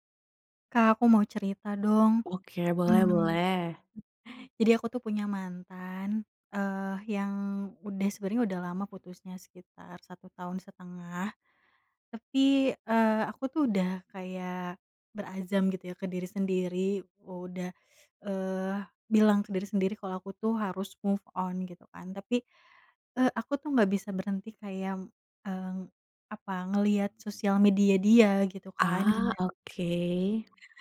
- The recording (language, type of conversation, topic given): Indonesian, advice, Kenapa saya sulit berhenti mengecek akun media sosial mantan?
- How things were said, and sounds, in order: in English: "move on"